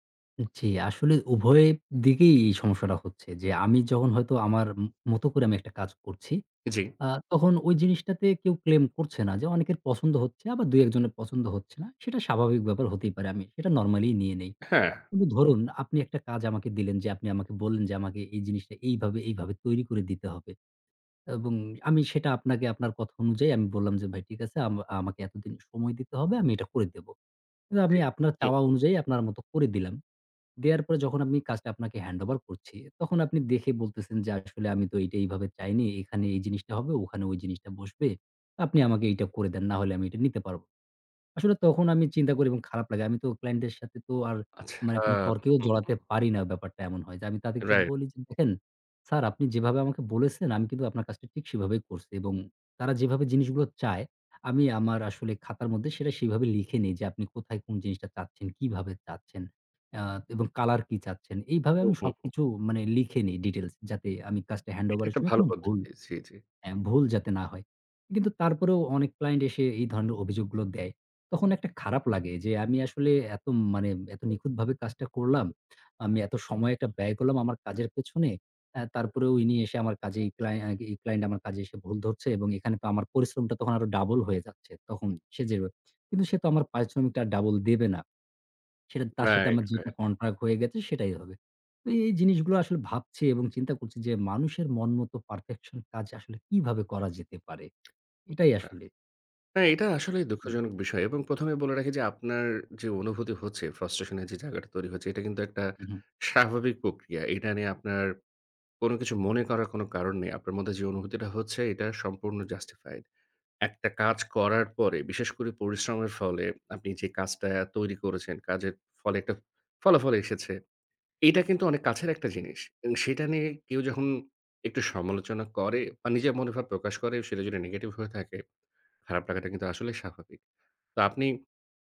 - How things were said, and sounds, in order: in English: "claim"; in English: "normally"; other background noise; in English: "handover"; in English: "details"; in English: "handover"; tapping; in English: "double"; in English: "contract"; in English: "perfection"; unintelligible speech; in English: "frustration"; in English: "justified"
- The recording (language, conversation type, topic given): Bengali, advice, কেন নিখুঁত করতে গিয়ে আপনার কাজগুলো শেষ করতে পারছেন না?